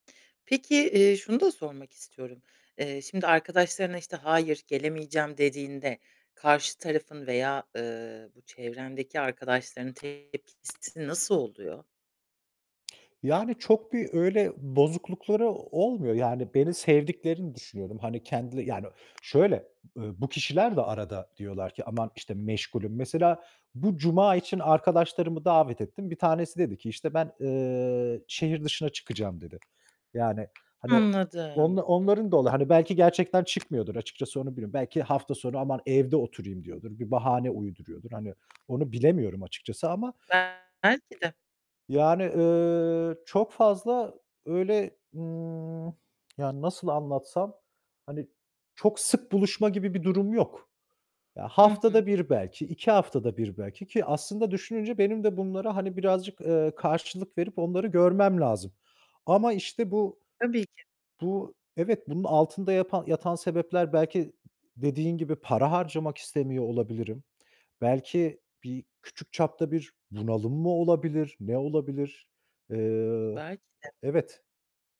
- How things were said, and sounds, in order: other background noise; tapping; distorted speech
- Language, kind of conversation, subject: Turkish, advice, Sosyal davetlere hayır dediğimde neden suçluluk hissediyorum?